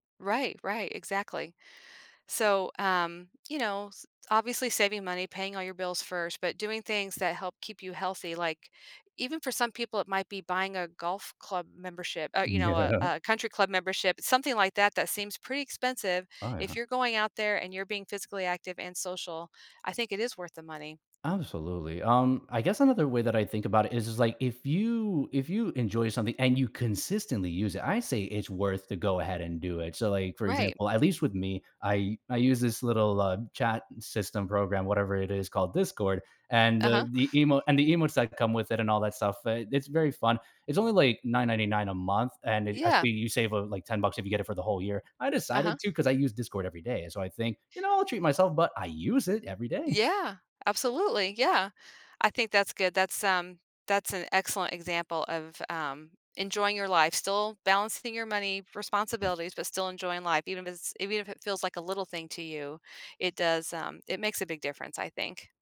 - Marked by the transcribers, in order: other background noise; laughing while speaking: "Yeah"; tapping; chuckle
- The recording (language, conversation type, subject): English, unstructured, How do you balance saving money and enjoying life?
- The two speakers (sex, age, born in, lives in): female, 55-59, United States, United States; male, 25-29, Colombia, United States